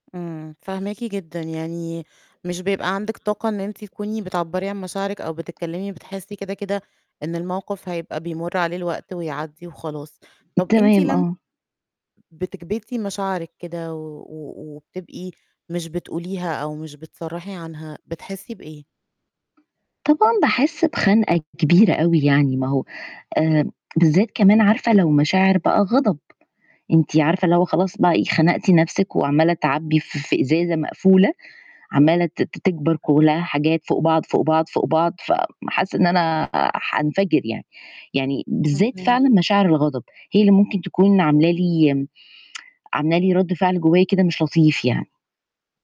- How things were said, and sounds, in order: background speech; tapping; tsk
- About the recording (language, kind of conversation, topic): Arabic, advice, إزاي أقدر أعبّر عن مشاعري الحقيقية في العلاقة؟